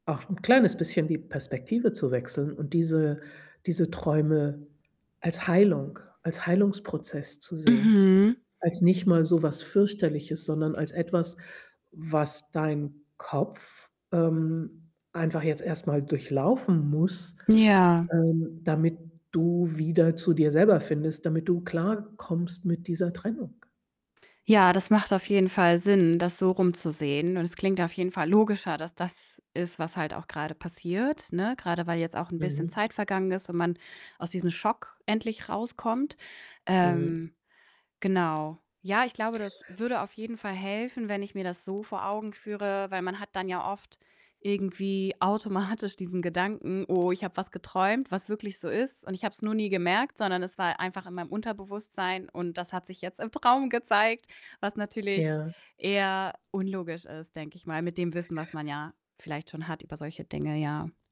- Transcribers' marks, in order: other background noise; static; distorted speech; tapping; laughing while speaking: "automatisch"; joyful: "im Traum gezeigt"
- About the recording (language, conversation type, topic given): German, advice, Hast du wiederkehrende Albträume oder Angst vor dem Einschlafen?